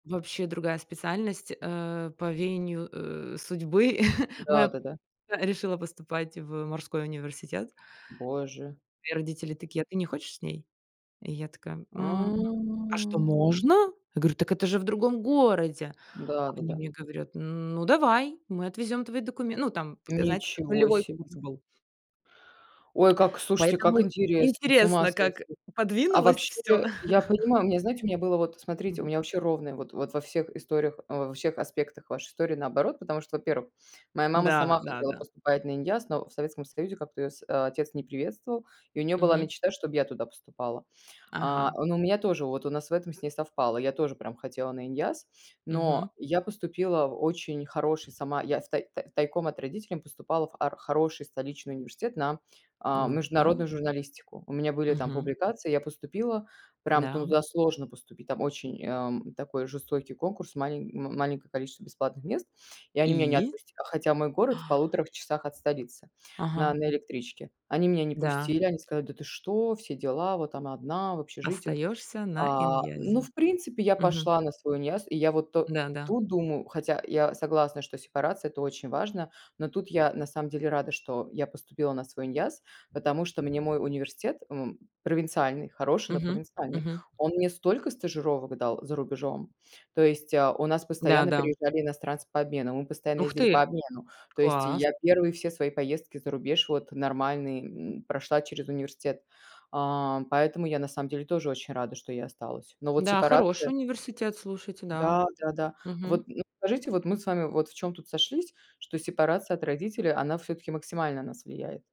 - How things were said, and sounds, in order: chuckle; tapping; other background noise; chuckle; inhale
- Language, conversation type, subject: Russian, unstructured, Какие моменты в жизни помогли тебе лучше понять себя?